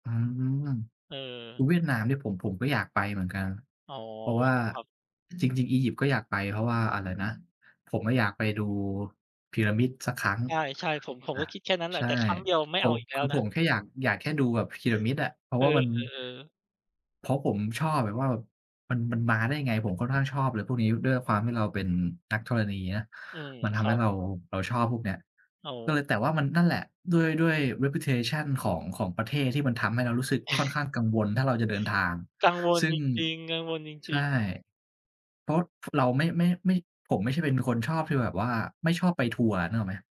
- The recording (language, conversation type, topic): Thai, unstructured, ทำไมข่าวปลอมถึงแพร่กระจายได้ง่ายในปัจจุบัน?
- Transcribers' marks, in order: background speech; in English: "reputation"